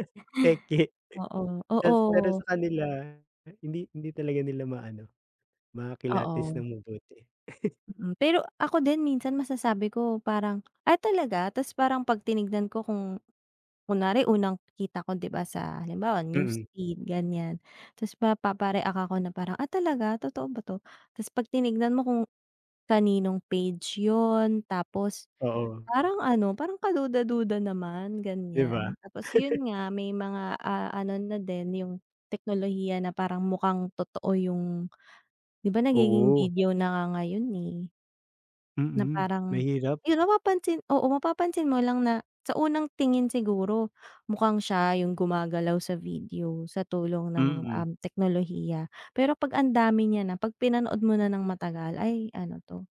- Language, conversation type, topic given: Filipino, unstructured, Ano ang mga epekto ng midyang panlipunan sa balita ngayon?
- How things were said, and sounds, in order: chuckle; tapping; laugh